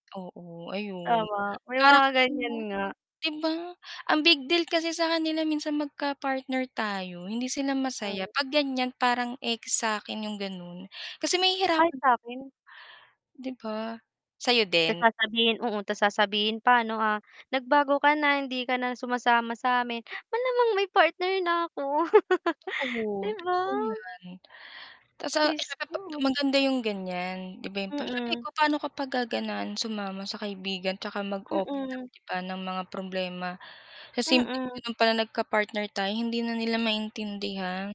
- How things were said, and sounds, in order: mechanical hum; static; tapping; chuckle; distorted speech; unintelligible speech
- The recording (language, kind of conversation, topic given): Filipino, unstructured, Paano mo ipinapakita ang pagmamahal sa isang tao?